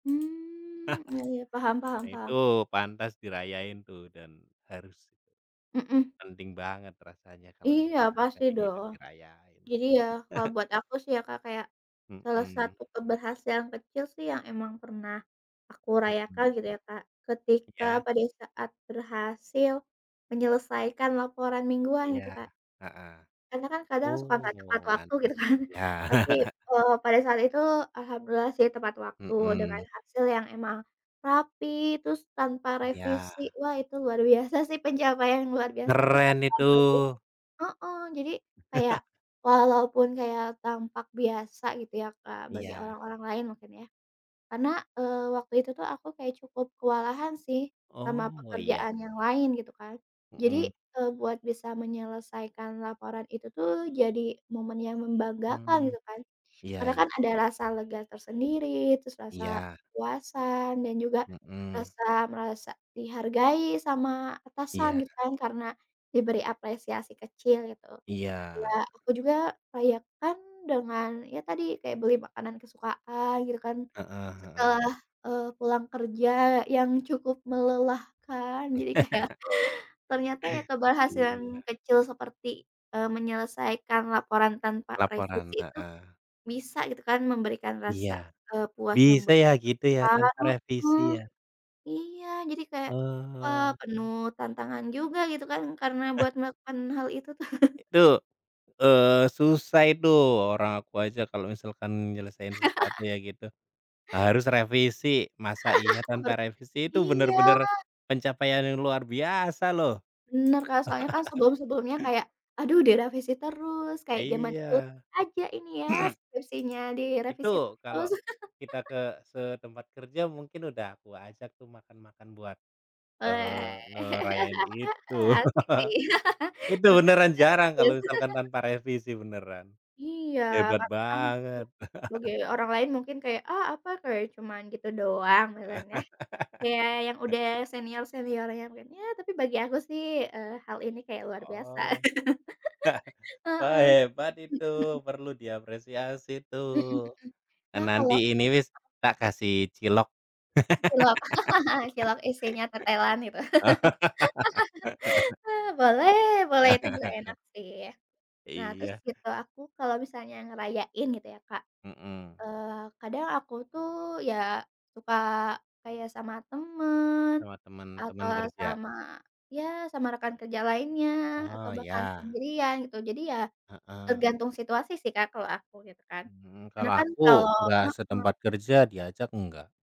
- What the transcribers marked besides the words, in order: other background noise; chuckle; tapping; chuckle; laugh; laughing while speaking: "kan"; laugh; other street noise; laugh; laughing while speaking: "kayak"; chuckle; chuckle; laugh; laugh; laugh; laugh; throat clearing; laugh; laugh; laugh; unintelligible speech; laugh; laugh; chuckle; laugh; laugh; laugh; in Javanese: "wis"; laugh
- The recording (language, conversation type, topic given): Indonesian, unstructured, Bagaimana kamu merayakan keberhasilan kecil di pekerjaan?